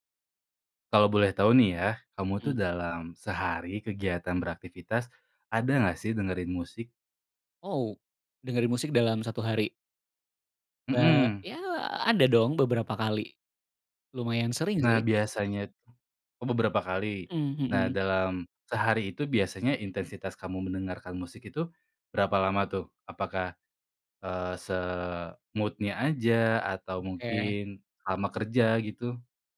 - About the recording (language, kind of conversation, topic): Indonesian, podcast, Bagaimana musik memengaruhi suasana hatimu sehari-hari?
- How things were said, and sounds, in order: in English: "se-mood-nya"